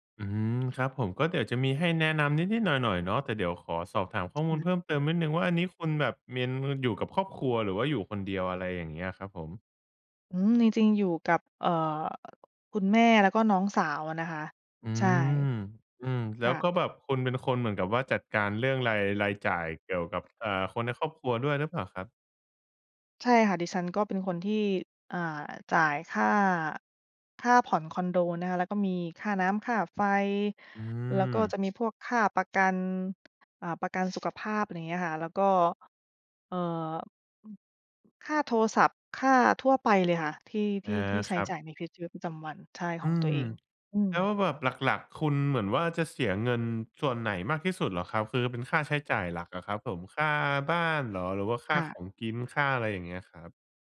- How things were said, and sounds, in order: none
- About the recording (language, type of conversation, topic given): Thai, advice, จะลดค่าใช้จ่ายโดยไม่กระทบคุณภาพชีวิตได้อย่างไร?